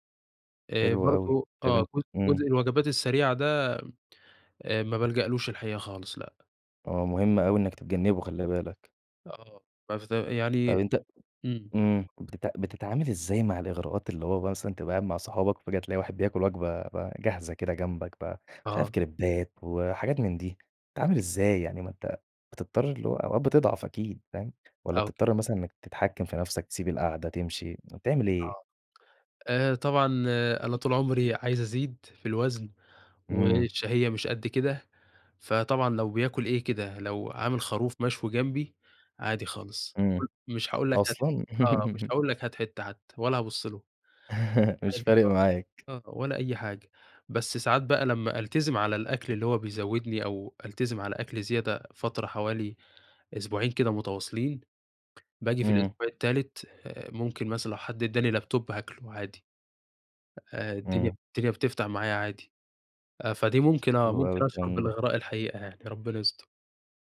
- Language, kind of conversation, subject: Arabic, podcast, إزاي تحافظ على أكل صحي بميزانية بسيطة؟
- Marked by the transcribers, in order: unintelligible speech; tapping; unintelligible speech; laugh; laugh; in English: "لاب توب"